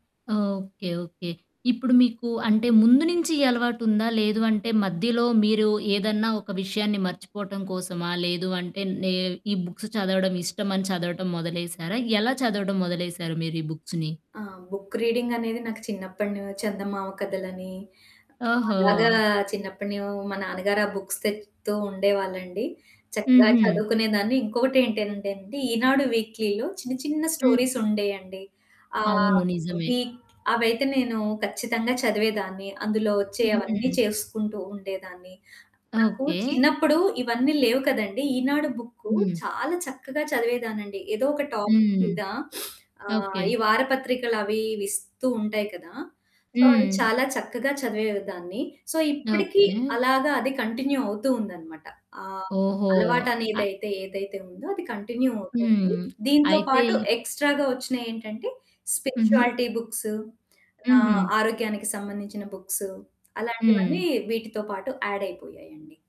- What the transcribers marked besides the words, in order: static; in English: "బుక్స్"; in English: "బుక్స్‌ని?"; in English: "బుక్ రీడింగ్"; distorted speech; in English: "బుక్స్"; in English: "వీక్‌లీలో"; in English: "వీక్"; other background noise; in English: "టాపిక్"; sniff; in English: "సో"; in English: "సో"; in English: "కంటిన్యూ"; in English: "కంటిన్యూ"; in English: "ఎక్స్‌ట్రాగా"; in English: "స్పిరుచువాలిటీ బుక్స్"; in English: "బుక్స్"; in English: "ఆడ్"
- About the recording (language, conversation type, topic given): Telugu, podcast, రోజుకు తక్కువ సమయం కేటాయించి మీరు ఎలా చదువుకుంటారు?